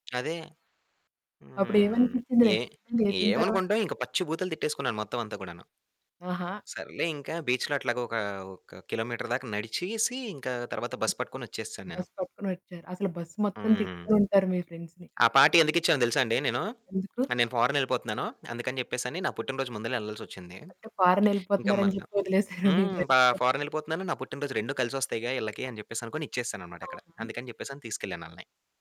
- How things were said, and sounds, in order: other background noise; static; distorted speech; in English: "నెక్స్ట్"; in English: "బీచ్‌లో"; in English: "ఫ్రెండ్స్‌ని"; in English: "పార్టీ"; in English: "ఫోరెన్"; in English: "ఫోరెన్"; laughing while speaking: "మీ ఫ్రెండ్స్"; in English: "ఫ్రెండ్స్"
- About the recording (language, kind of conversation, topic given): Telugu, podcast, సముద్రతీరంలో మీరు అనుభవించిన ప్రశాంతత గురించి వివరంగా చెప్పగలరా?